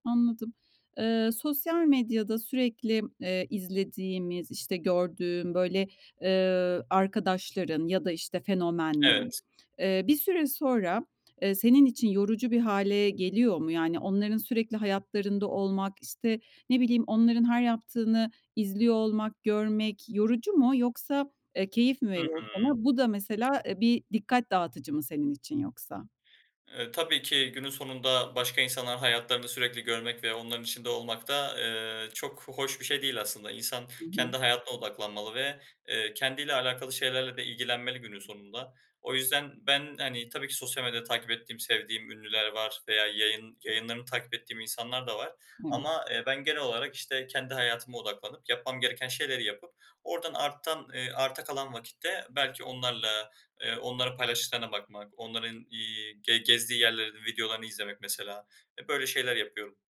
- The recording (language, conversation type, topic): Turkish, podcast, Dijital dikkat dağıtıcılarla başa çıkmak için hangi pratik yöntemleri kullanıyorsun?
- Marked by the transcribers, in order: other background noise